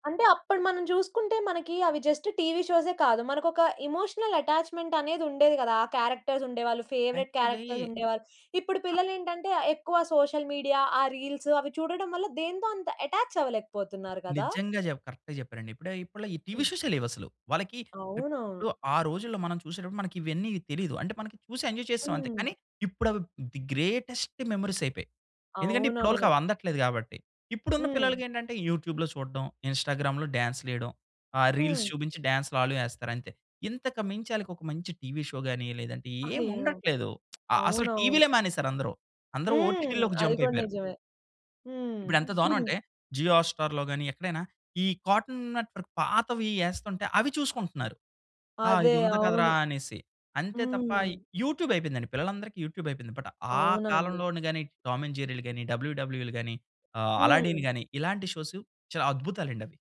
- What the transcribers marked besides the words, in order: in English: "జస్ట్"; in English: "ఎమోషనల్ అటాచ్‌మెంట్"; in English: "క్యారెక్టర్స్"; in English: "ఫేవరైట్ క్యారెక్టర్స్"; other noise; in English: "సోషల్ మీడియా"; in English: "రీల్స్"; in English: "అటాచ్"; in English: "కరెక్ట్‌గా"; in English: "ఎంజాయ్"; in English: "ది గ్రేటెస్ట్ మెమోరీస్"; in English: "యూట్యూబ్‌లో"; in English: "ఇన్‌స్టాగ్రామ్‌లో"; in English: "రీల్స్"; in English: "షో"; lip smack; in English: "ఓటీటీలోకి జంప్"; chuckle; in English: "జియో హాట్‌స్టార్‌లో"; in English: "యూట్యూబ్"; in English: "యూట్యూబ్"; in English: "బట్"; in English: "షోస్"
- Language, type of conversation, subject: Telugu, podcast, చిన్నప్పుడు మీకు ఇష్టమైన టెలివిజన్ కార్యక్రమం ఏది?